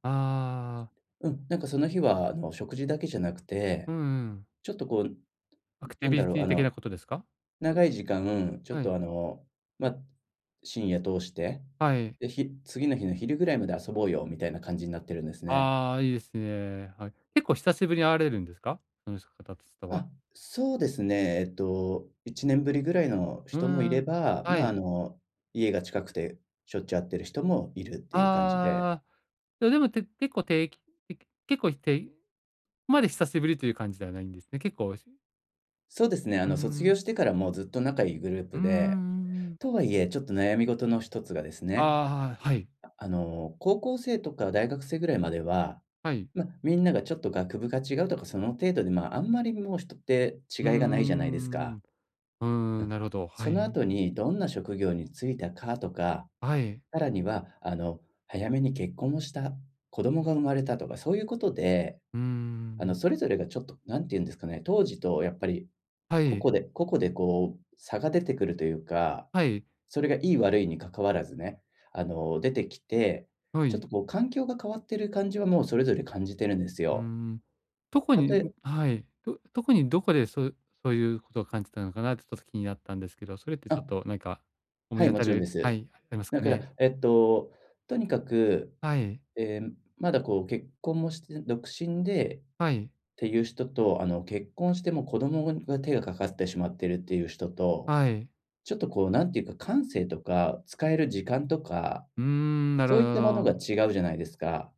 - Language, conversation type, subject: Japanese, advice, 友人の集まりでどうすれば居心地よく過ごせますか？
- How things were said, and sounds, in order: none